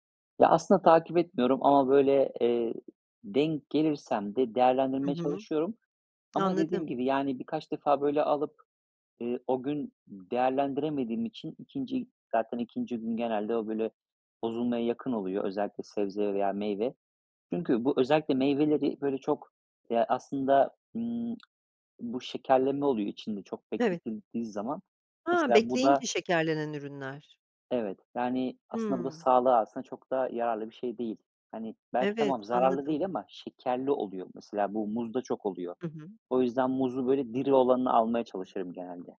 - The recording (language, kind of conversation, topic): Turkish, podcast, Gıda israfını azaltmanın en etkili yolları hangileridir?
- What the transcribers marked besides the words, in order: other background noise; tapping